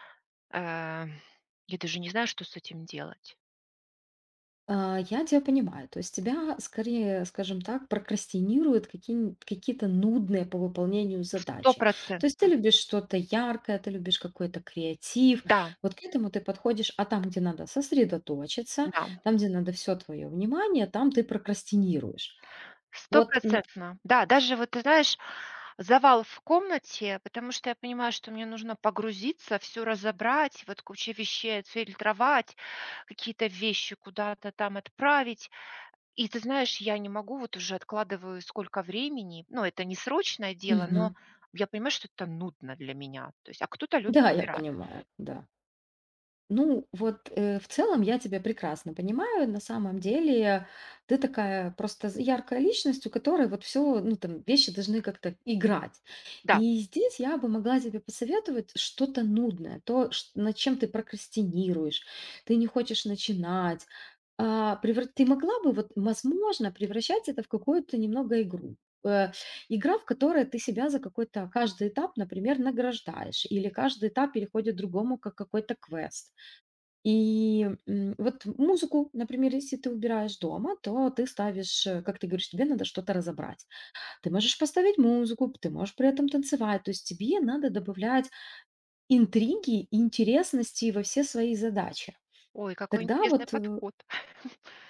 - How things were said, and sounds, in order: tapping; chuckle
- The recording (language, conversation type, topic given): Russian, advice, Как справиться с постоянной прокрастинацией, из-за которой вы не успеваете вовремя завершать важные дела?